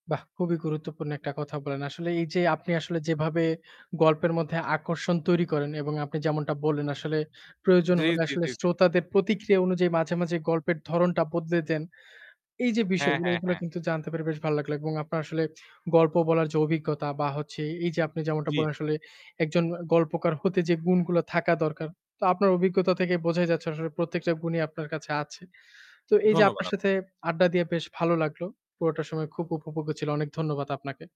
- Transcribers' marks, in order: none
- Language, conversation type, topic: Bengali, podcast, তুমি কীভাবে গল্প বলে মানুষের আগ্রহ ধরে রাখো?